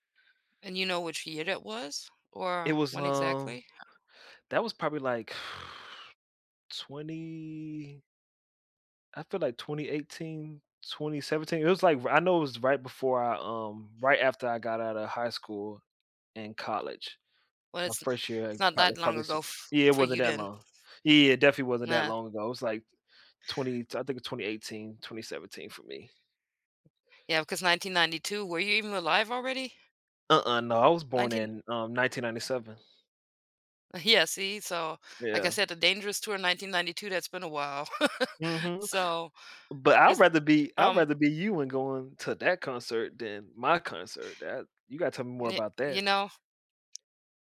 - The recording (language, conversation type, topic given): English, unstructured, What concert or live performance will you never forget?
- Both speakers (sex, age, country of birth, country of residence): female, 45-49, Germany, United States; male, 30-34, United States, United States
- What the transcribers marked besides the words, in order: other background noise; blowing; drawn out: "twenty"; background speech; tapping; laughing while speaking: "Yeah"; laugh